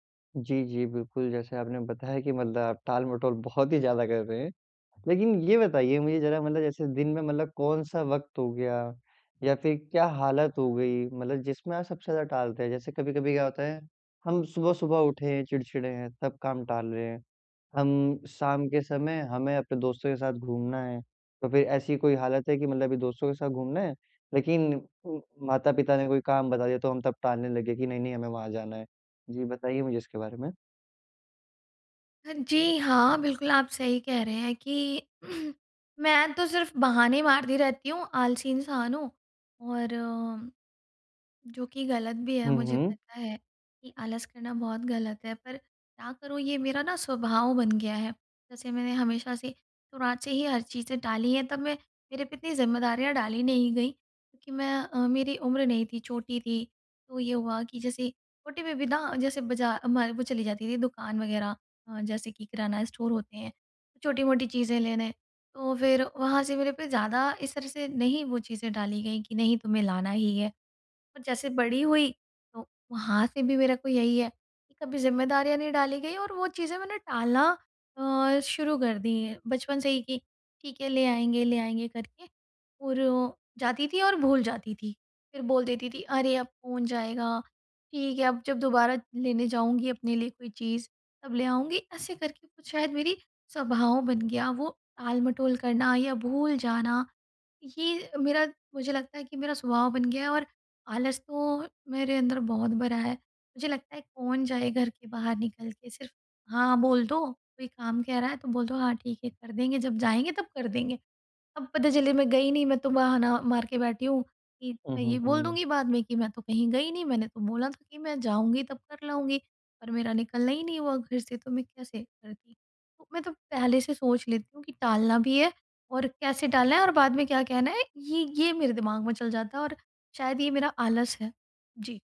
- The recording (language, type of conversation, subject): Hindi, advice, मैं टालमटोल की आदत कैसे छोड़ूँ?
- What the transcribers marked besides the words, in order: other background noise; throat clearing; in English: "बेबी"; in English: "स्टोर"; "टाल-मटोल" said as "आल-मटोल"